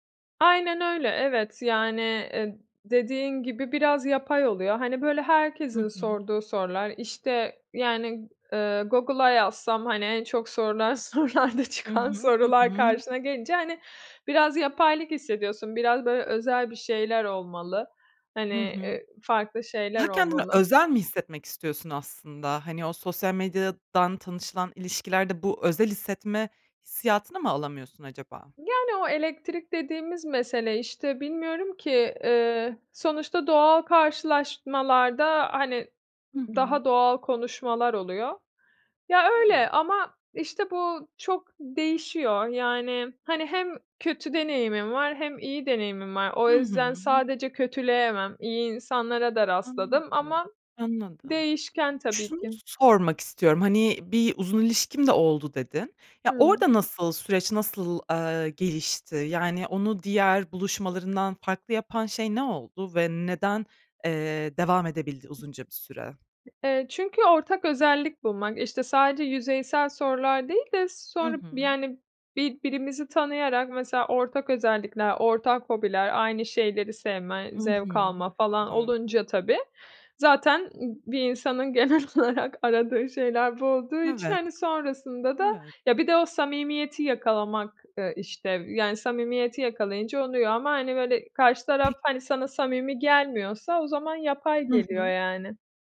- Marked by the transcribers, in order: laughing while speaking: "sorularda çıkan"; other background noise; tapping; laughing while speaking: "genel olarak"
- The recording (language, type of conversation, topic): Turkish, podcast, Teknoloji sosyal ilişkilerimizi nasıl etkiledi sence?